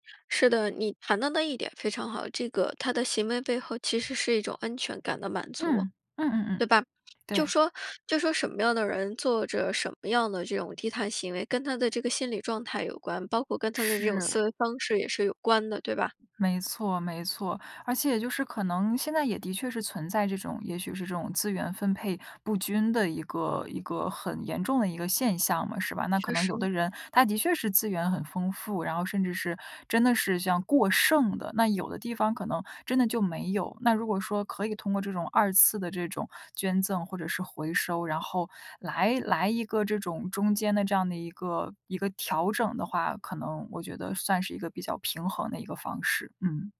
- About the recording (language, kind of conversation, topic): Chinese, podcast, 有哪些容易实行的低碳生活方式？
- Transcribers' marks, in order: tapping